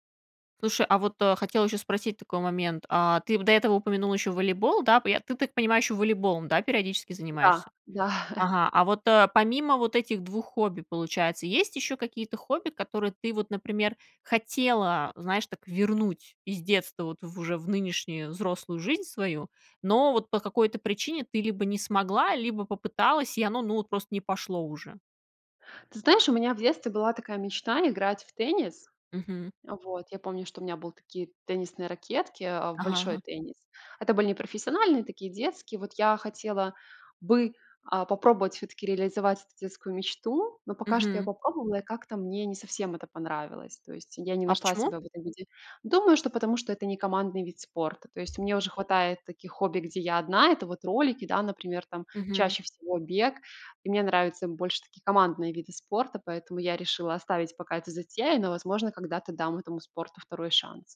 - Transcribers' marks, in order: chuckle; other background noise
- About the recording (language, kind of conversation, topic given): Russian, podcast, Что из ваших детских увлечений осталось с вами до сих пор?